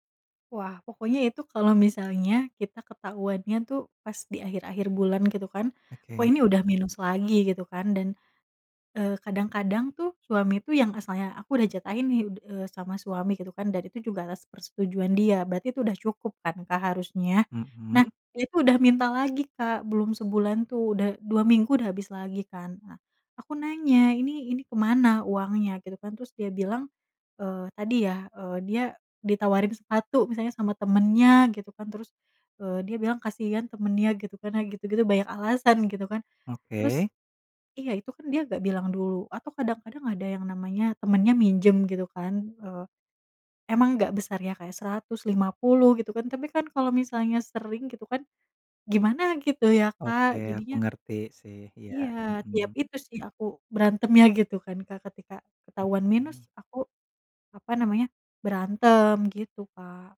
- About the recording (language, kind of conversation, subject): Indonesian, advice, Mengapa saya sering bertengkar dengan pasangan tentang keuangan keluarga, dan bagaimana cara mengatasinya?
- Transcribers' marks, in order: none